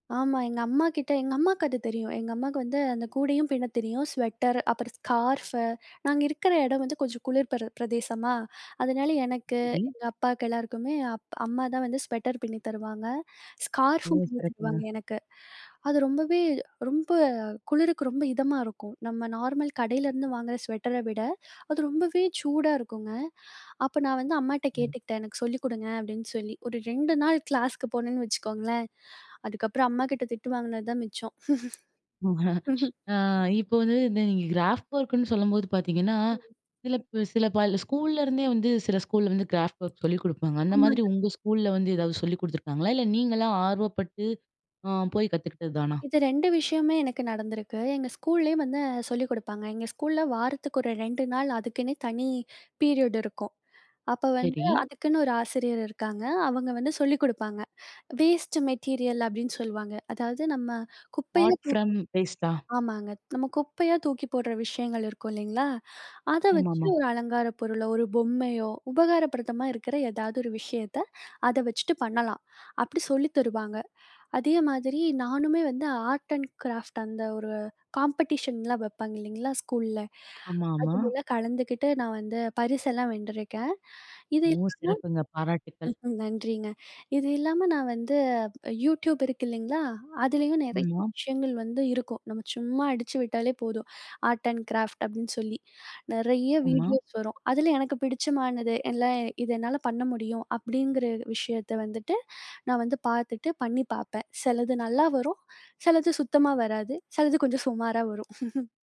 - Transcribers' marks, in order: in English: "ஸ்வெட்டர்"; in English: "ஸ்கார்ஃபு"; in English: "ஸ்வெட்டர்"; in English: "ஸ்கார்ஃபும்"; in English: "ஸ்வெட்டர"; in English: "கிளாஸ்க்கு"; laugh; chuckle; in English: "கிராஃப்ட் ஒர்க்குன்னு"; in English: "கிராஃப்ட் ஒர்க்"; in English: "பீரியட்"; in English: "வேஸ்ட்டு மெட்டீரியல்"; in English: "ஆர்ட் ஃப்ரம் வேஸ்ட்டா?"; "உபயோக படுத்திற மாரி" said as "உபகாரப்படுத்தமா"; in English: "ஆர்ட் அண்ட் கிராஃப்ட்"; in English: "காம்படீஷன்லாம்"; in English: "ஆர்ட் அண்ட் கிராஃப்ட்"; laughing while speaking: "சிலது கொஞ்சம் சுமாரா வரும்"
- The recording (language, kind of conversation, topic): Tamil, podcast, ஒரு பொழுதுபோக்கிற்கு தினமும் சிறிது நேரம் ஒதுக்குவது எப்படி?